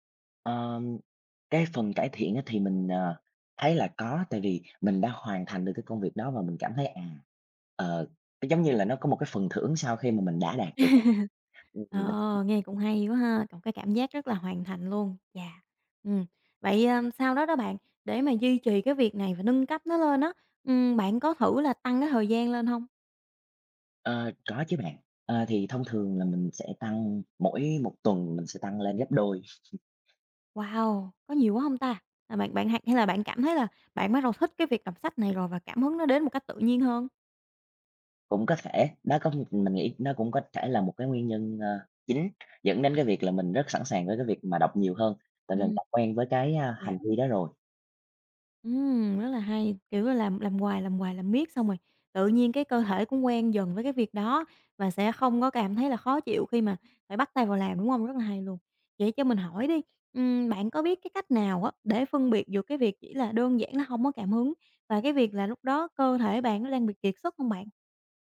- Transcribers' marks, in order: other background noise; laugh; tapping; chuckle
- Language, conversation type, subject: Vietnamese, podcast, Làm sao bạn duy trì kỷ luật khi không có cảm hứng?